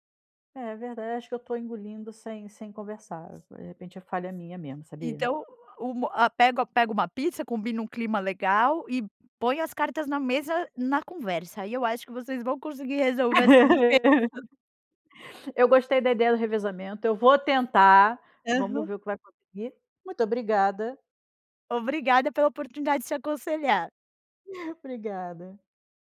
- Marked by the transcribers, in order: other background noise; laugh; chuckle
- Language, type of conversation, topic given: Portuguese, advice, Como foi a conversa com seu parceiro sobre prioridades de gastos diferentes?